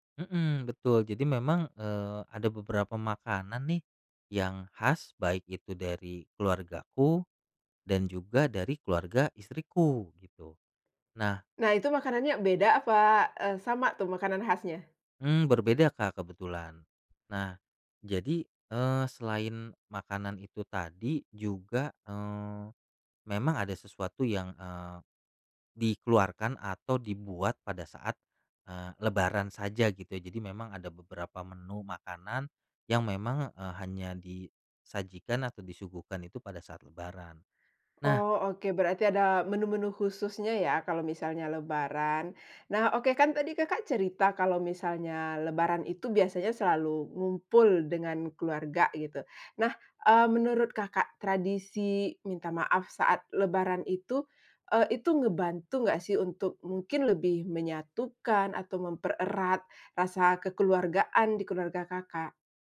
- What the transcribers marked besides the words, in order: none
- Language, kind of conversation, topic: Indonesian, podcast, Bagaimana tradisi minta maaf saat Lebaran membantu rekonsiliasi keluarga?
- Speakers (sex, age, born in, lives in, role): female, 35-39, Indonesia, Indonesia, host; male, 35-39, Indonesia, Indonesia, guest